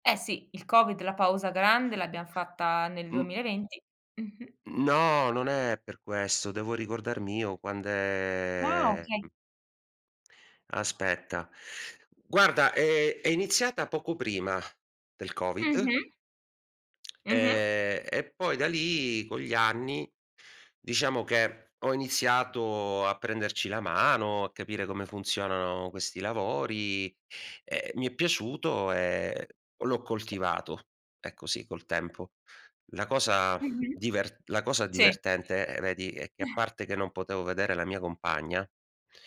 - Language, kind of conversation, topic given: Italian, podcast, Come fai davvero a stabilire confini chiari tra lavoro e vita privata?
- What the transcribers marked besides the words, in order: tapping; "questo" said as "quesso"; other background noise; lip smack; exhale; chuckle